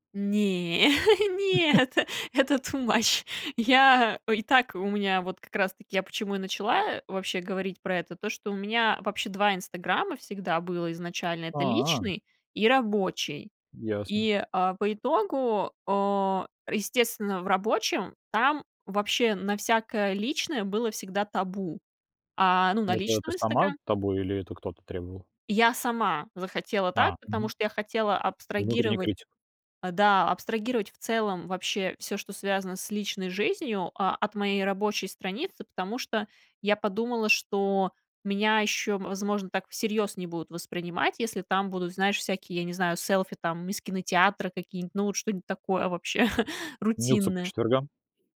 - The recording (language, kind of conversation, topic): Russian, podcast, Какие границы ты устанавливаешь между личным и публичным?
- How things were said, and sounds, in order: chuckle; in English: "ту мач"; chuckle; other background noise; chuckle